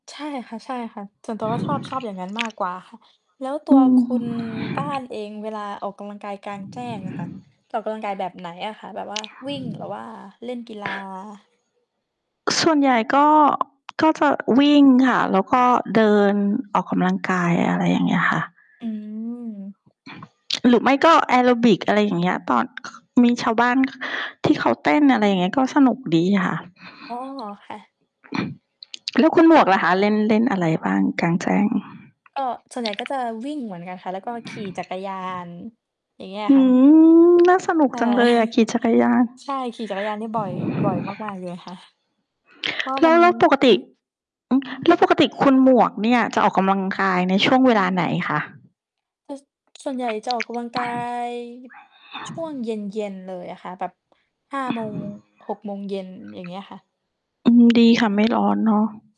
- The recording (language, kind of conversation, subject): Thai, unstructured, ระหว่างการออกกำลังกายในยิมกับการออกกำลังกายกลางแจ้ง คุณคิดว่าแบบไหนเหมาะกับคุณมากกว่ากัน?
- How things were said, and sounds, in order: other background noise; mechanical hum; tapping; chuckle; "ออกกำลังกาย" said as "ออกกำลังคาย"; static